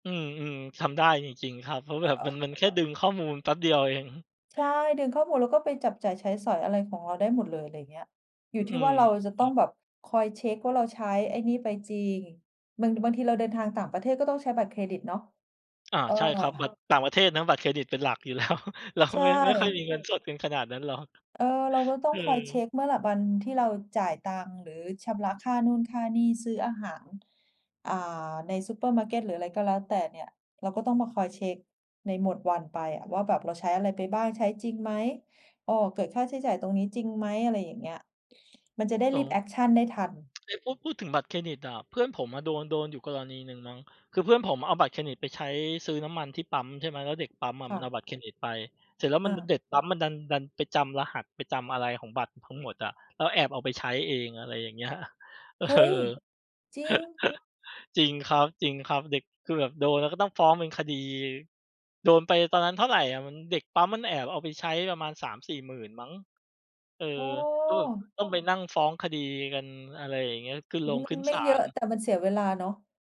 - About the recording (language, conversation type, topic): Thai, unstructured, ทำไมบางคนถึงรู้สึกว่าบริษัทเทคโนโลยีควบคุมข้อมูลมากเกินไป?
- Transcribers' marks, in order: other noise; other background noise; laughing while speaking: "แล้ว"; background speech; laughing while speaking: "เออ"; chuckle